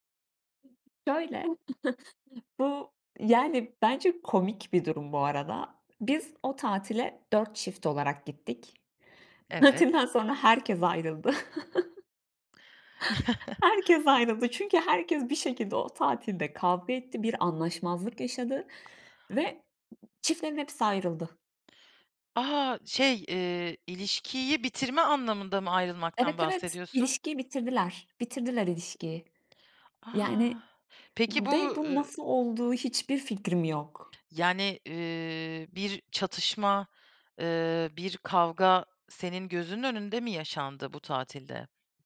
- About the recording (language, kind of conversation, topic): Turkish, podcast, Ailenle mi, arkadaşlarınla mı yoksa yalnız mı seyahat etmeyi tercih edersin?
- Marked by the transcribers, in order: other noise; chuckle; other background noise; chuckle